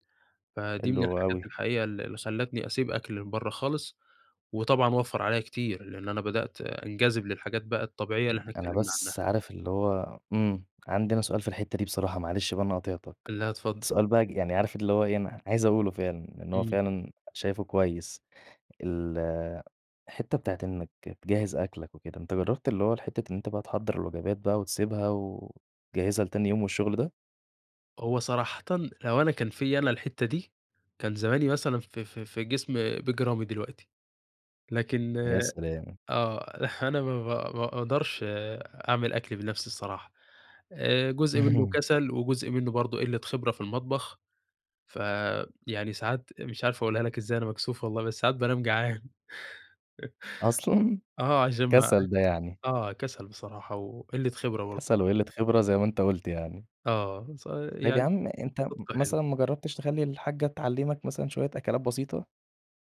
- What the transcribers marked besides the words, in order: unintelligible speech; chuckle; chuckle; laughing while speaking: "أصلًا؟!"; laugh
- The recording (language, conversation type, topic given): Arabic, podcast, إزاي تحافظ على أكل صحي بميزانية بسيطة؟
- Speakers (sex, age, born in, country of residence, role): male, 20-24, Egypt, Egypt, guest; male, 20-24, Egypt, Egypt, host